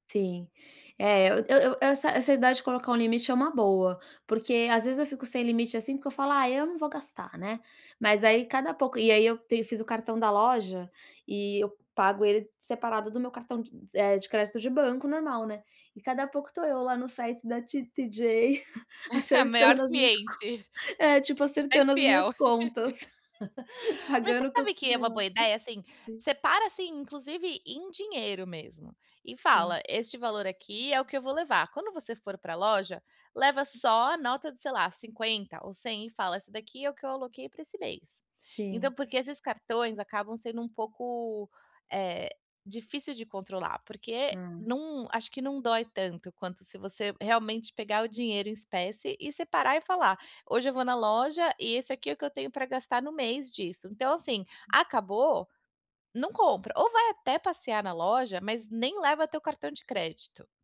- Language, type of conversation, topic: Portuguese, advice, Como posso evitar compras impulsivas quando estou estressado ou cansado?
- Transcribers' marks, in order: other background noise; chuckle; tapping; chuckle; laughing while speaking: "acertando as minhas co eh, tipo, acertando as minhas contas"; laugh; laugh